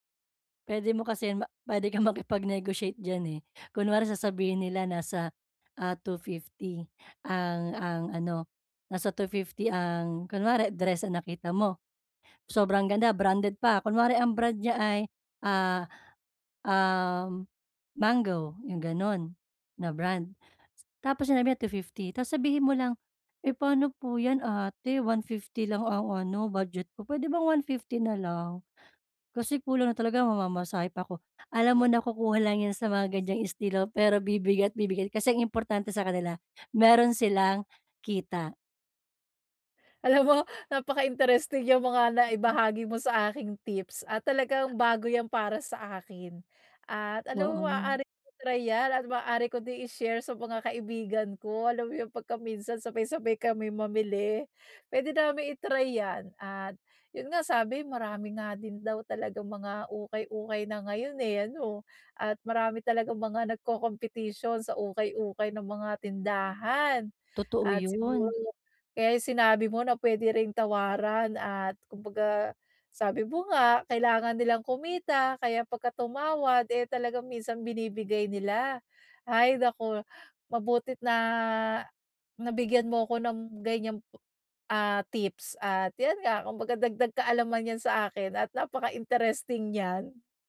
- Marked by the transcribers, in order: laughing while speaking: "makipag-negotiate"; laughing while speaking: "Alam mo napaka-interesting"
- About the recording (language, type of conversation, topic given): Filipino, advice, Paano ako makakapamili ng damit na may estilo nang hindi lumalampas sa badyet?